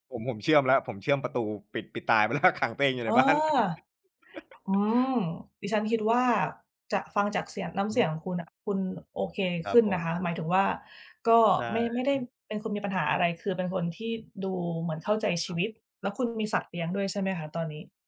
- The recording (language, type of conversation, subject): Thai, unstructured, คุณคิดว่าการให้อภัยส่งผลต่อชีวิตของเราอย่างไร?
- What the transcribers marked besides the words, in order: laughing while speaking: "แล้ว"; laughing while speaking: "บ้าน"; chuckle; other background noise